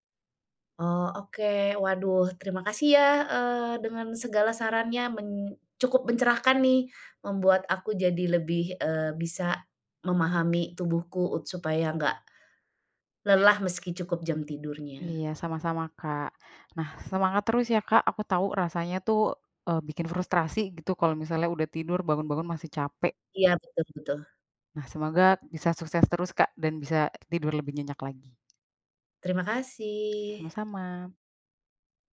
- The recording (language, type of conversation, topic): Indonesian, advice, Mengapa saya bangun merasa lelah meski sudah tidur cukup lama?
- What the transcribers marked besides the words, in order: tapping; other background noise